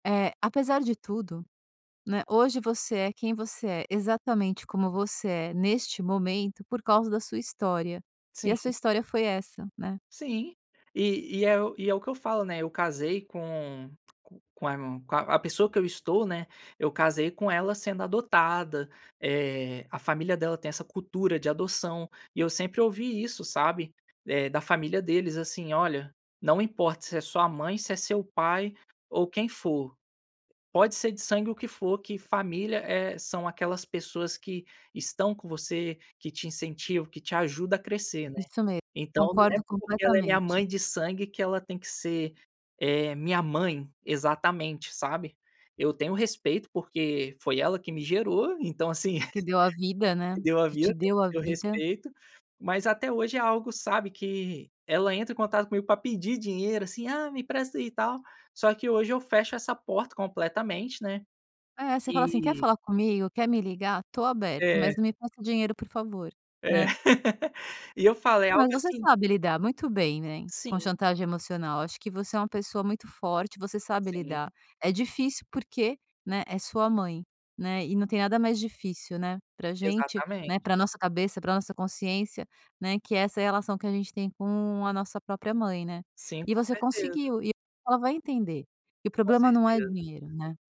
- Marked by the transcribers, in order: tapping; tongue click; chuckle; laugh
- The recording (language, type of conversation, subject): Portuguese, podcast, Como lidar com familiares que usam chantagem emocional?